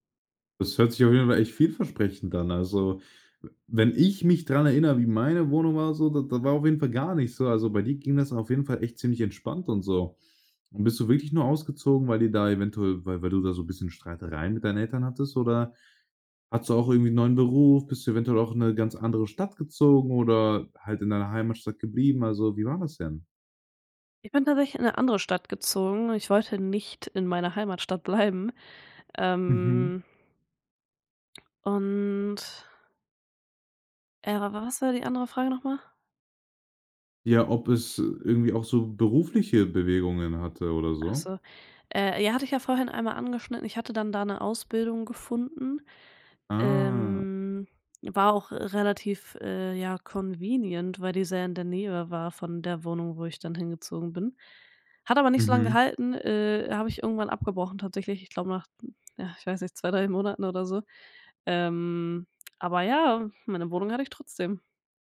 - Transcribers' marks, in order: stressed: "nicht"; laughing while speaking: "bleiben"; drawn out: "Ähm"; other background noise; drawn out: "Ah"; drawn out: "ähm"; in English: "convenient"
- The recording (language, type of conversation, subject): German, podcast, Wann hast du zum ersten Mal alleine gewohnt und wie war das?